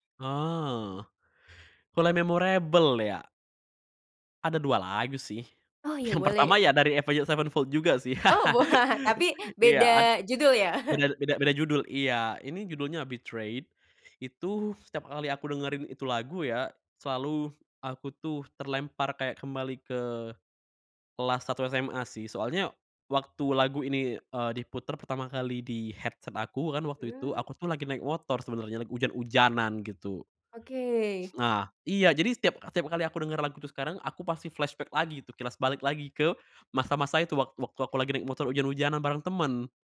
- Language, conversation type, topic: Indonesian, podcast, Bagaimana musik memengaruhi suasana hatimu sehari-hari?
- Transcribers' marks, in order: in English: "memorable"; other background noise; laughing while speaking: "Oh, wah"; laugh; laughing while speaking: "ya?"; in English: "headset"; in English: "flashback"